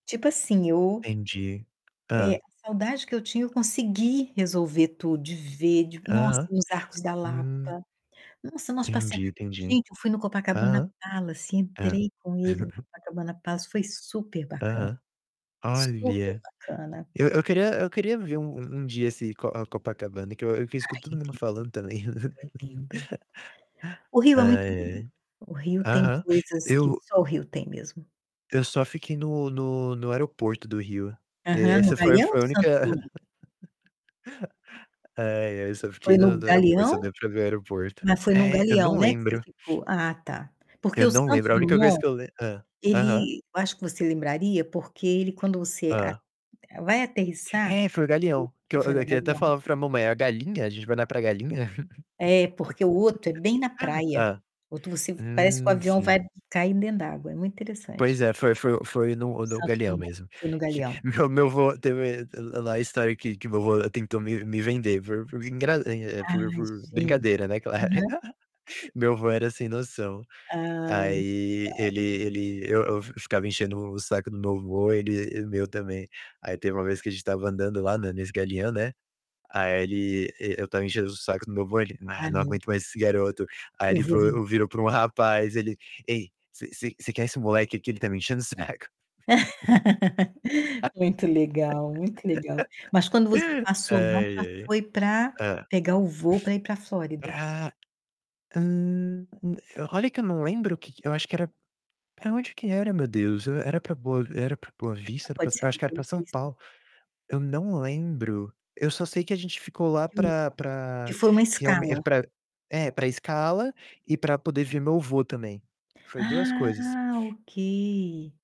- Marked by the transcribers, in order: tapping; chuckle; distorted speech; laugh; laugh; laugh; laugh; unintelligible speech; laugh; laugh
- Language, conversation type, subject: Portuguese, unstructured, Você já teve que se despedir de um lugar que amava? Como foi?